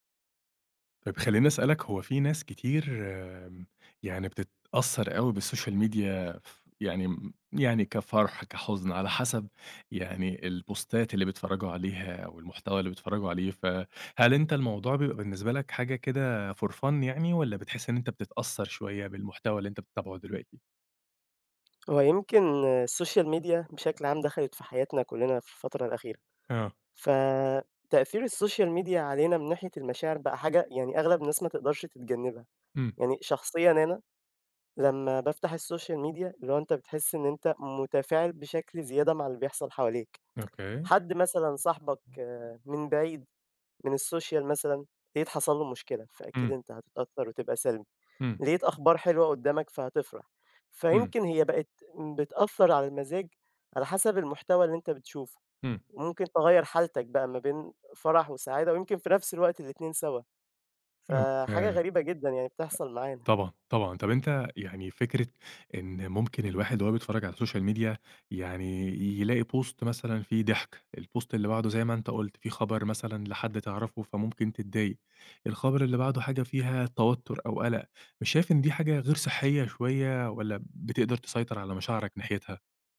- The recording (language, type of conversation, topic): Arabic, podcast, إزاي تعرف إن السوشيال ميديا بتأثر على مزاجك؟
- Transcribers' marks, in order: in English: "بالسوشيال ميديا"; in English: "البوستات"; in English: "for fun"; in English: "السوشيال ميديا"; in English: "السوشيال ميديا"; in English: "السوشيال ميديا"; tsk; other background noise; in English: "السوشيال"; tapping; in English: "سوشيال ميديا"; in English: "بوست"; in English: "البوست"